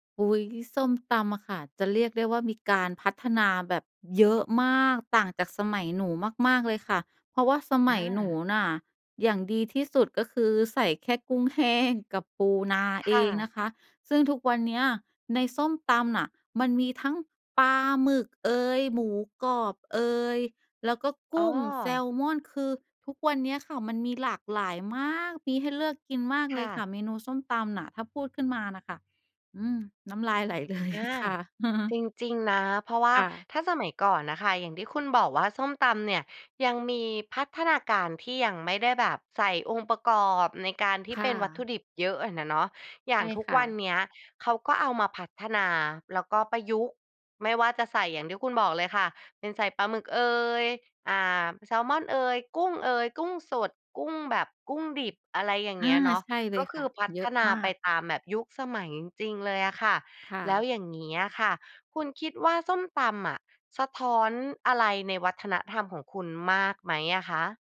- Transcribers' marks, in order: stressed: "มาก"; laughing while speaking: "ไหลเลย"; chuckle
- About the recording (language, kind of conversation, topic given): Thai, podcast, อาหารแบบบ้าน ๆ ของครอบครัวคุณบอกอะไรเกี่ยวกับวัฒนธรรมของคุณบ้าง?